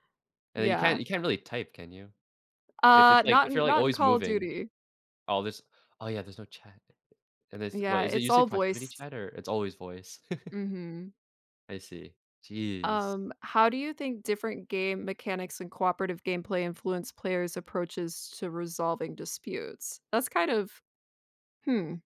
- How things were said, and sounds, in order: tapping; chuckle
- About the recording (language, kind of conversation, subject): English, unstructured, How can playing games together help people learn to resolve conflicts better?
- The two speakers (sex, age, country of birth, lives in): female, 35-39, United States, United States; male, 20-24, United States, United States